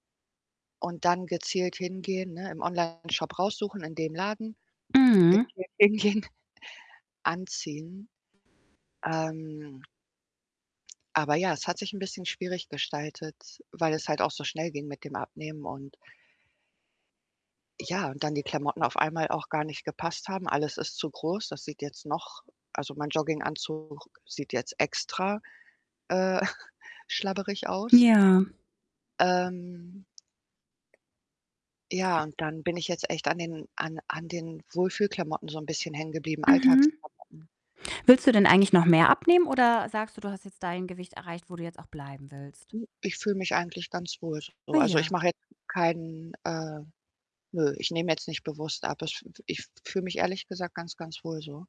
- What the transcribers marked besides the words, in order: static; distorted speech; laughing while speaking: "hingehen"; chuckle; tapping
- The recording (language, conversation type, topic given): German, advice, Wie finde ich Kleidung, die gut passt und mir gefällt?